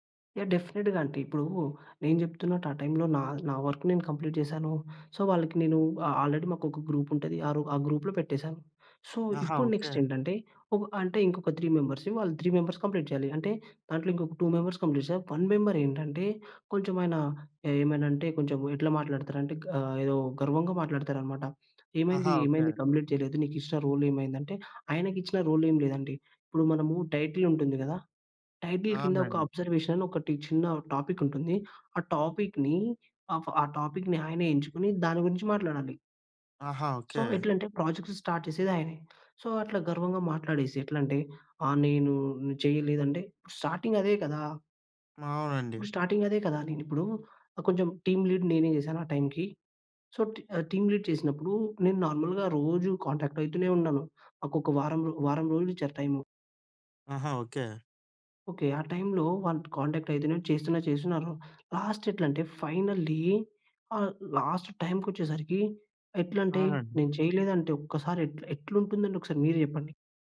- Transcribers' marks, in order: in English: "డెఫినిట్‌గా"; in English: "వర్క్"; in English: "కంప్లీట్"; in English: "సో"; in English: "ఆ ఆల్రెడీ"; in English: "గ్రూప్‌లో"; in English: "సో"; in English: "త్రీ మెంబర్స్"; in English: "త్రీ మెంబర్స్ కంప్లీట్"; in English: "టూ మెంబర్స్ కంప్లీట్"; in English: "వన్"; tapping; in English: "కంప్లీట్"; other background noise; in English: "టైటిల్"; in English: "అబ్జర్వేషన్"; in English: "టాపిక్‌ని"; in English: "టాపిక్‌ని"; in English: "సో"; in English: "ప్రాజెక్ట్స్ స్టార్ట్"; in English: "సో"; in English: "టీమ్ లీడ్"; in English: "సో, టి టీమ్ లీడ్"; in English: "నార్మల్‌గా"; in English: "కాంటాక్ట్"; in English: "కాంటాక్ట్"; in English: "లాస్ట్"; in English: "ఫైనల్లీ"; in English: "లాస్ట్ టైమ్‌కొచ్చేసరికి"
- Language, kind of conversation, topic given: Telugu, podcast, సమస్యపై మాట్లాడడానికి సరైన సమయాన్ని మీరు ఎలా ఎంచుకుంటారు?